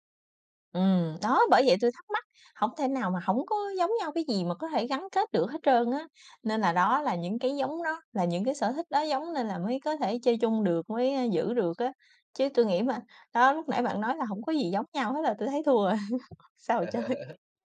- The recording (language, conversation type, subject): Vietnamese, unstructured, Bạn cảm thấy thế nào khi chia sẻ sở thích của mình với bạn bè?
- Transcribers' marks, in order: tapping; laughing while speaking: "rồi, sao mà chơi"; laugh; chuckle